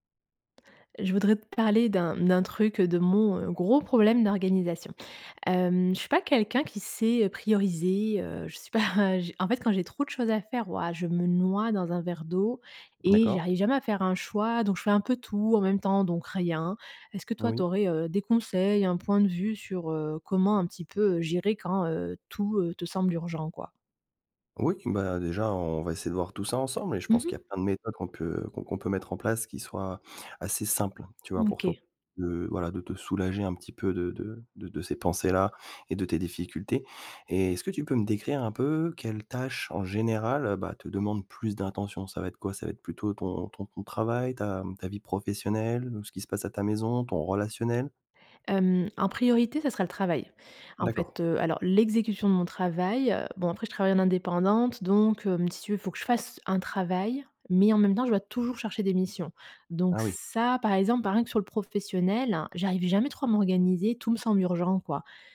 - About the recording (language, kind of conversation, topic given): French, advice, Comment puis-je prioriser mes tâches quand tout semble urgent ?
- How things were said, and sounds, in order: "difficultés" said as "défficultés"